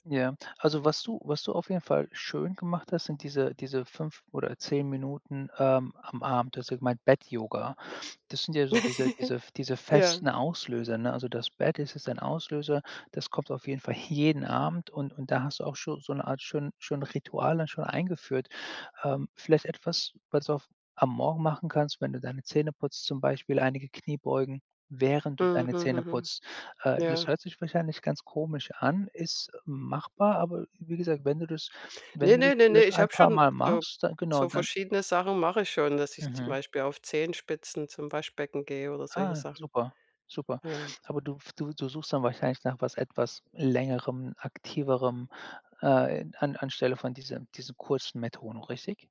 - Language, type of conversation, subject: German, advice, Wie kann ich mehr Bewegung in meinen Alltag bringen, wenn ich den ganzen Tag sitze?
- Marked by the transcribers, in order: laugh; laughing while speaking: "jeden"; "schon" said as "scho"; stressed: "während"